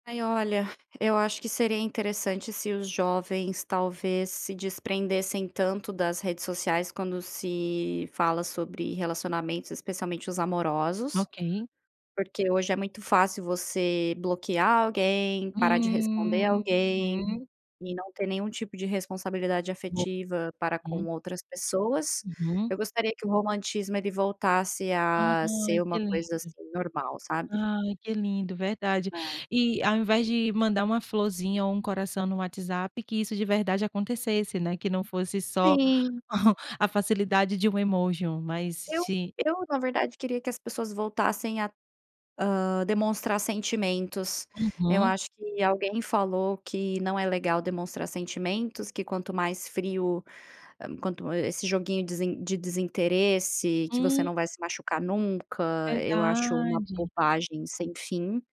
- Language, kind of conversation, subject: Portuguese, podcast, Você tem alguma tradição que os jovens reinventaram?
- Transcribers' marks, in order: chuckle; tapping